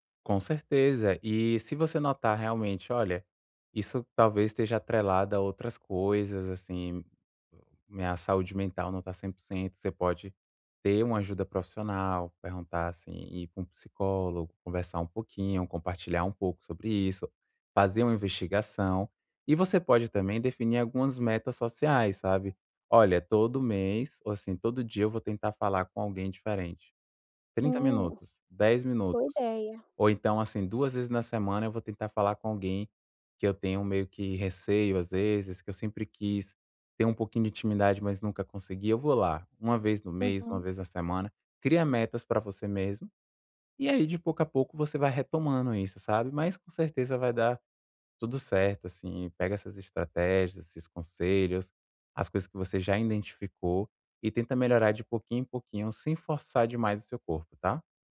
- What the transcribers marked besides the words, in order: none
- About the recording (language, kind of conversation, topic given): Portuguese, advice, Como posso lidar com a ansiedade antes de participar de eventos sociais?